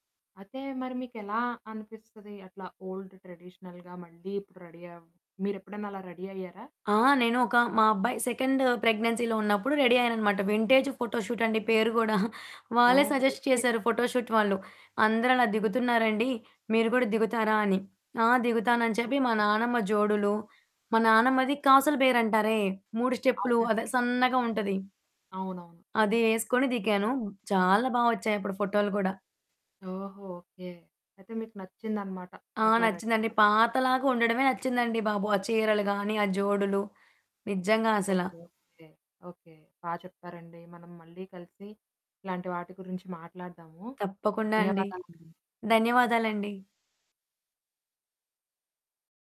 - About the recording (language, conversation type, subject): Telugu, podcast, పాత దుస్తులు, వారసత్వ వస్త్రాలు మీకు ఏ అర్థాన్ని ఇస్తాయి?
- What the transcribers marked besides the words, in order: in English: "ఓల్డ్ ట్రెడిషనల్‌గా"; in English: "రెడీ"; in English: "రెడీ"; in English: "సెకండ్ ప్రెగ్నెన్సీలో"; in English: "రెడీ"; in English: "ఫోటో"; static; in English: "సజెస్ట్"; in English: "ఫోటో షూట్"; background speech; distorted speech; in English: "రెడీ"; other background noise